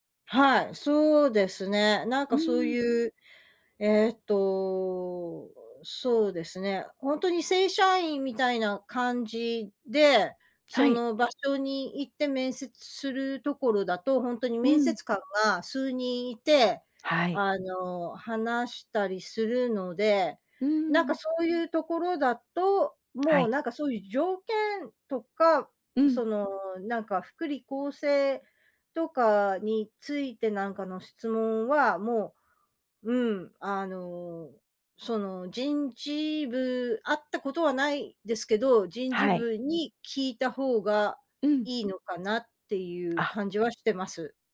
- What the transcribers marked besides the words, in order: none
- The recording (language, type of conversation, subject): Japanese, advice, 面接で条件交渉や待遇の提示に戸惑っているとき、どう対応すればよいですか？